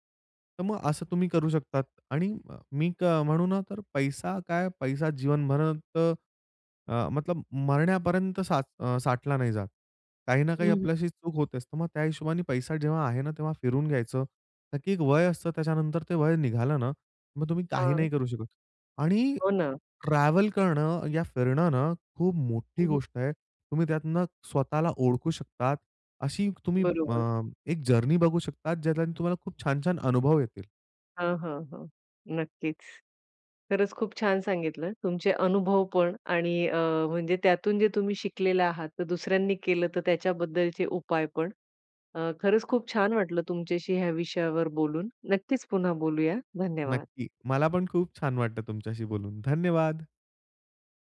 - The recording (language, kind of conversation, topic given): Marathi, podcast, प्रवासात तुम्हाला स्वतःचा नव्याने शोध लागण्याचा अनुभव कसा आला?
- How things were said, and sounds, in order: other background noise; tapping; in English: "जर्नी"